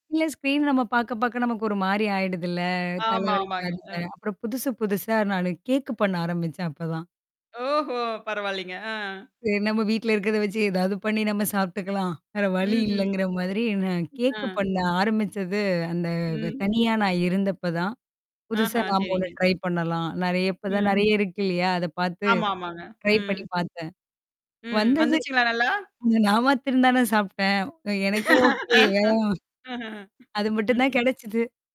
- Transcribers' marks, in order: in English: "ஸ்க்ரீன்"; distorted speech; unintelligible speech; mechanical hum; surprised: "ஓஹோ!"; other background noise; in English: "ட்ரை"; in English: "ட்ரை"; static; laugh
- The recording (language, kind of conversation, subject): Tamil, podcast, ஒரு வாரம் தனியாக பொழுதுபோக்குக்கு நேரம் கிடைத்தால், அந்த நேரத்தை நீங்கள் எப்படி செலவிடுவீர்கள்?